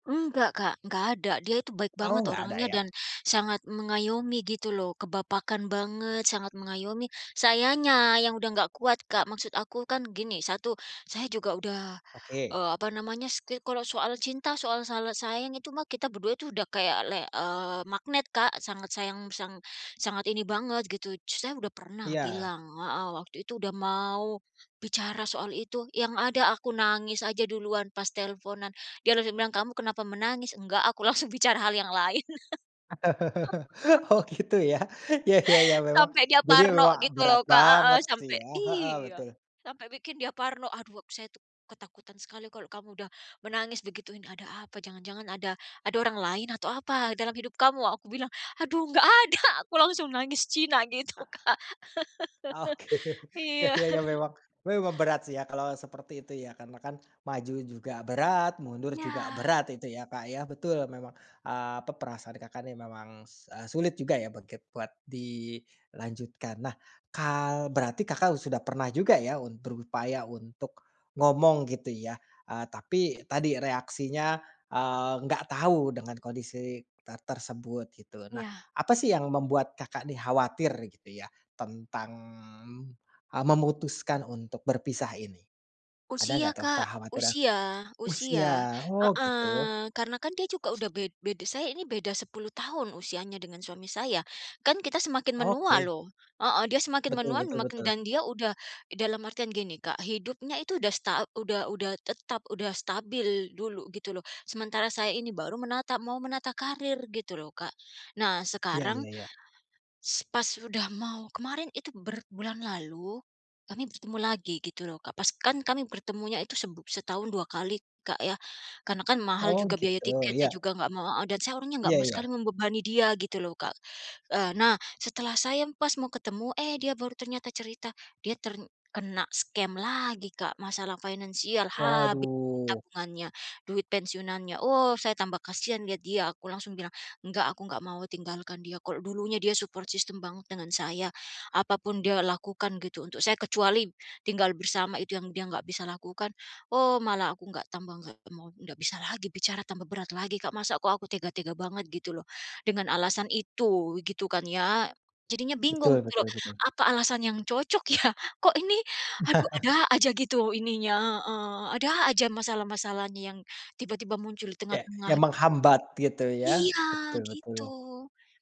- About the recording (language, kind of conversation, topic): Indonesian, advice, Bagaimana cara menyampaikan dengan jujur bahwa hubungan ini sudah berakhir atau bahwa saya ingin berpisah?
- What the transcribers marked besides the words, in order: chuckle; laughing while speaking: "Oh gitu ya"; chuckle; laughing while speaking: "Oke"; chuckle; laughing while speaking: "gitu Kak"; chuckle; drawn out: "tentang"; other background noise; tapping; in English: "scam"; in English: "support system"; chuckle; laughing while speaking: "ya?"